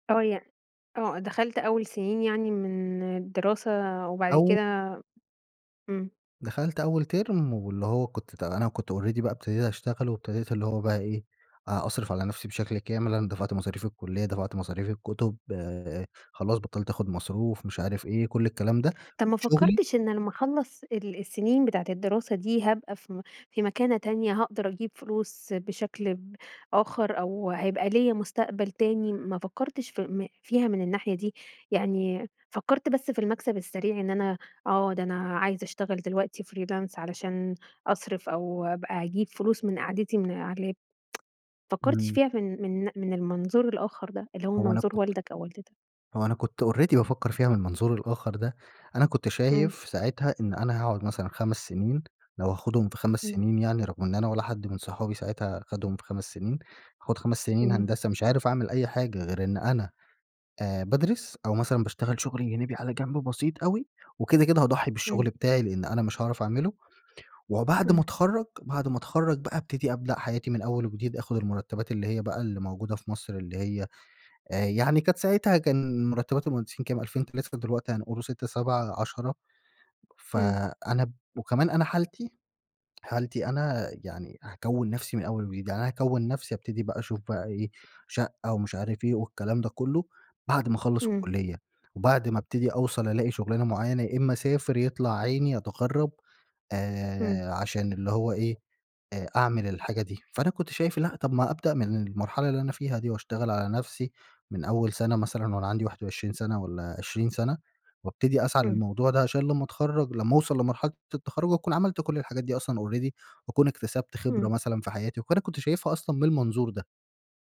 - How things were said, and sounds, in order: in English: "already"; in English: "freelance"; tsk; in English: "already"; tapping; other background noise; in English: "already"
- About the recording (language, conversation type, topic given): Arabic, podcast, إزاي بتتعامل مع ضغط العيلة على قراراتك؟